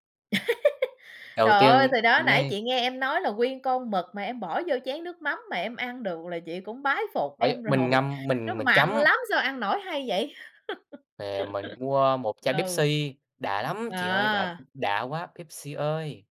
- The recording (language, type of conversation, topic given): Vietnamese, unstructured, Có món ăn nào mà nhiều người không chịu được nhưng bạn lại thấy ngon không?
- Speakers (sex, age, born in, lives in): female, 30-34, Vietnam, Germany; male, 18-19, Vietnam, Vietnam
- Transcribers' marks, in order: laugh; laughing while speaking: "rồi"; laugh